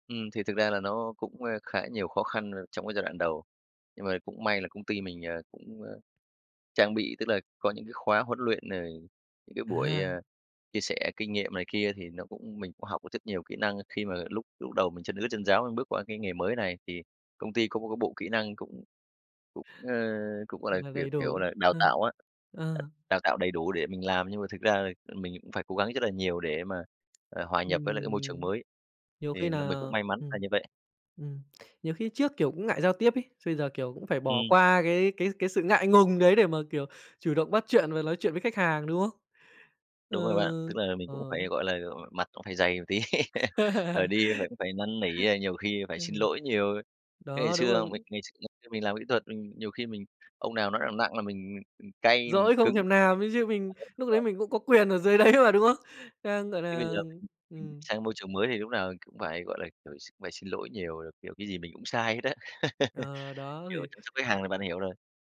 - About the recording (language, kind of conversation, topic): Vietnamese, podcast, Bạn nghĩ việc thay đổi nghề là dấu hiệu của thất bại hay là sự can đảm?
- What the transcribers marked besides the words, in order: tapping; other noise; laugh; laughing while speaking: "một tí"; laugh; "làm" said as "nàm"; unintelligible speech; laughing while speaking: "dưới đấy mà"; unintelligible speech; laugh